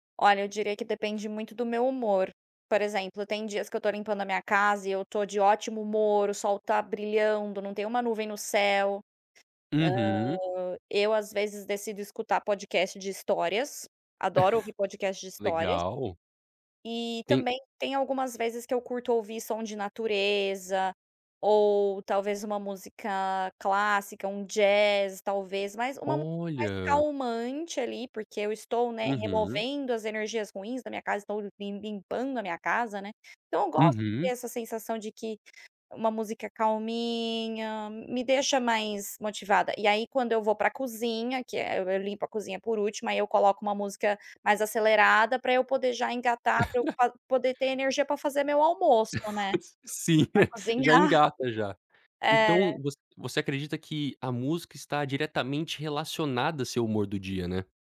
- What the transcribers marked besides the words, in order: chuckle; laugh; tapping; laugh
- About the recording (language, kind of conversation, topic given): Portuguese, podcast, Como a internet mudou a forma de descobrir música?